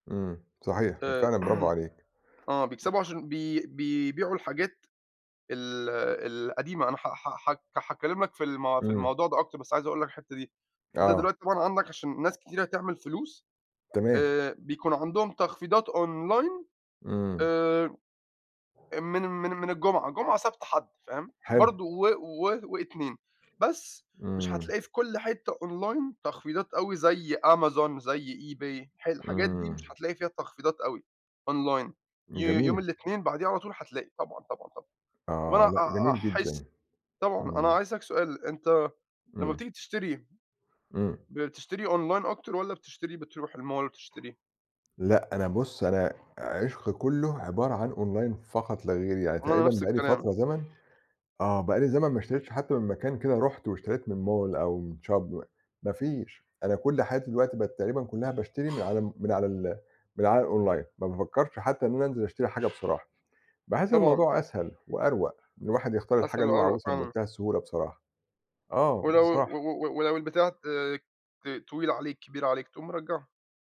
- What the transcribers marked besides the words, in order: throat clearing; in English: "online"; other background noise; in English: "online"; in English: "online"; in English: "online"; in English: "الmall"; in English: "online"; in English: "mall"; in English: "shop"; in English: "الonline"
- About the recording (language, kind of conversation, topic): Arabic, unstructured, إنت بتفضّل تشتري الحاجات بالسعر الكامل ولا تستنى التخفيضات؟